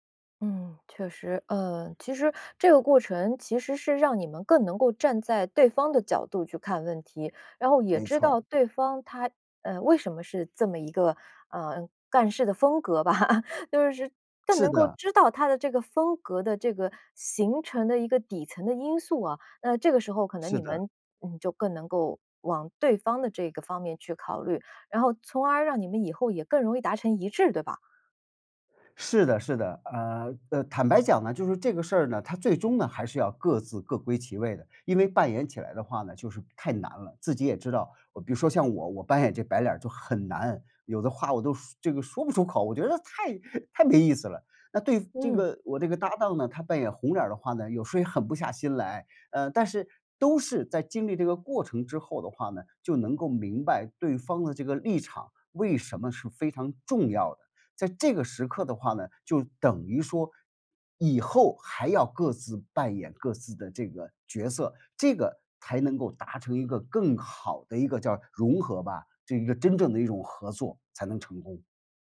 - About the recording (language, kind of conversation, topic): Chinese, podcast, 合作时你如何平衡个人风格？
- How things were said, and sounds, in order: laughing while speaking: "风格吧"